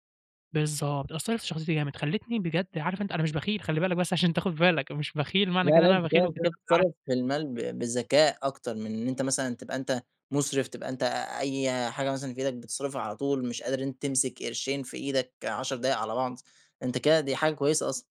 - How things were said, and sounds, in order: none
- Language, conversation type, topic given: Arabic, podcast, إزاي تقدر تستخدم عادات صغيرة عشان تعمل تغيير كبير؟